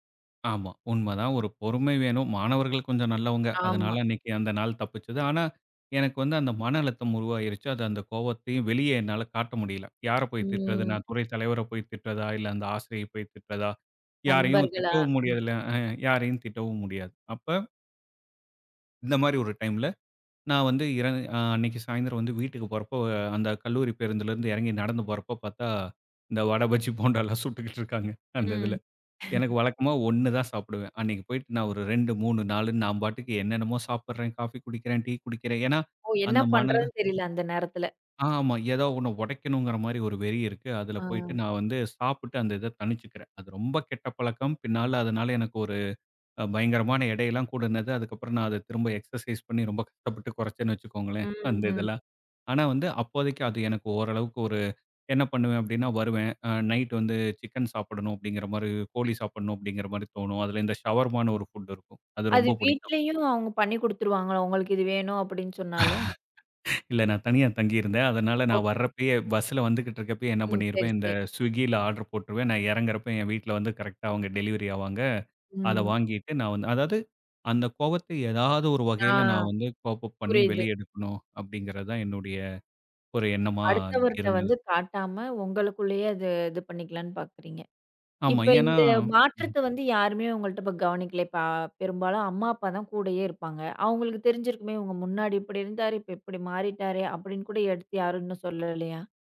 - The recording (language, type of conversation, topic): Tamil, podcast, கோபம் வந்தால் நீங்கள் அதை எந்த வழியில் தணிக்கிறீர்கள்?
- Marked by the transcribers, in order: other background noise; "முடியறதுல்ல" said as "முடியாதுல்ல"; laughing while speaking: "இந்த வட, பஜ்ஜி, போண்டால்லாம் சுட்டுக்கிட்டு இருக்காங்க. அந்த இதில"; chuckle; in English: "எக்சர்சைஸ்"; chuckle; in English: "ஸ்விக்கியில, ஆர்டர்"; in English: "டெலிவரி"; in English: "கோப்-அப்"